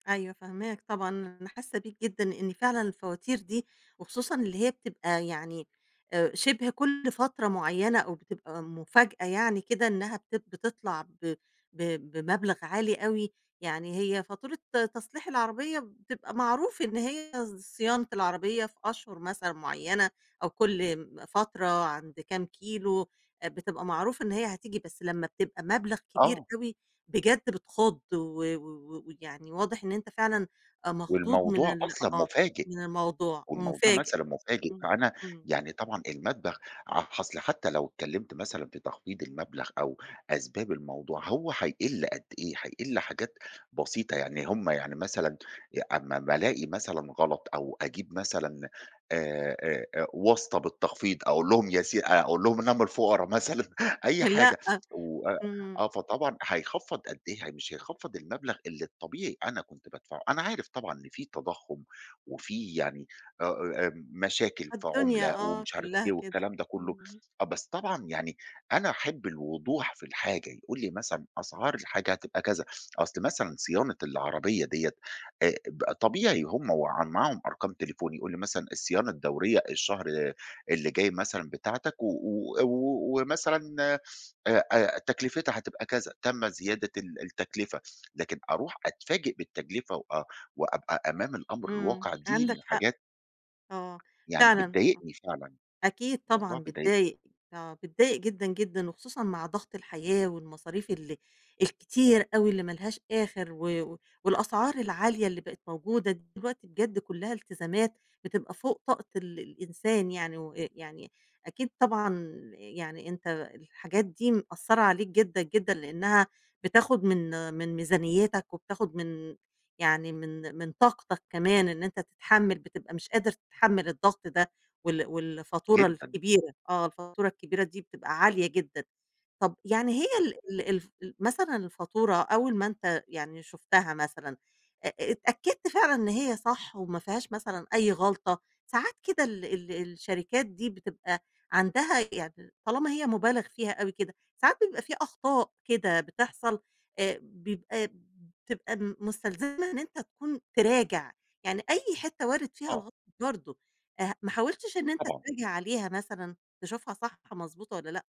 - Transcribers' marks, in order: "بالتكلفة" said as "بالتجلفة"; horn; tapping
- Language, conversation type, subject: Arabic, advice, إزاي تتصرف لو طلعلك مصروف كبير فجأة زي تصليح العربية أو مصاريف دكاترة؟